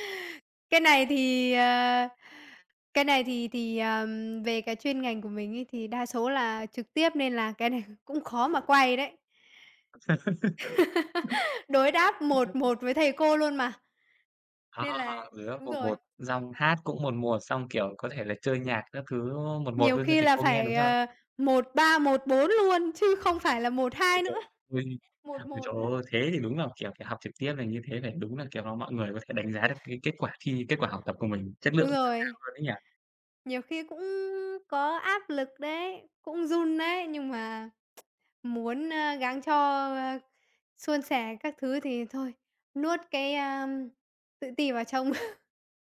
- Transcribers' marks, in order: laugh; unintelligible speech; laugh; other background noise; tsk; chuckle
- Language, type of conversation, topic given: Vietnamese, unstructured, Bạn nghĩ gì về việc học trực tuyến thay vì đến lớp học truyền thống?